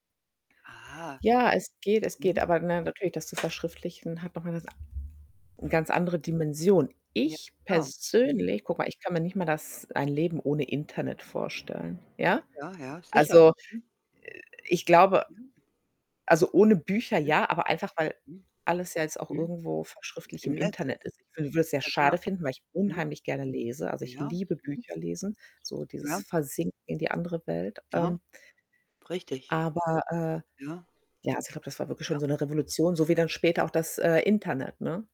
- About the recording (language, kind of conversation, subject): German, unstructured, Wie hat die Erfindung des Buchdrucks die Welt verändert?
- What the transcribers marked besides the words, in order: static; other background noise; distorted speech; unintelligible speech